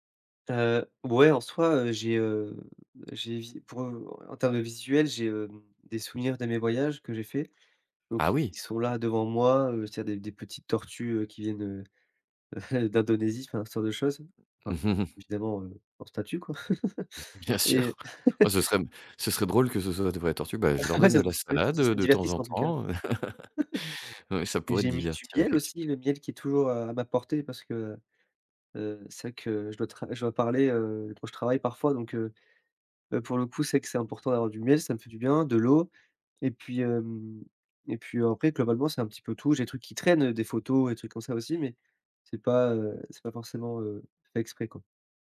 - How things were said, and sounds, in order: chuckle; chuckle; laugh; laugh; laugh
- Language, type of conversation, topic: French, podcast, Comment aménages-tu ton espace de travail pour télétravailler au quotidien ?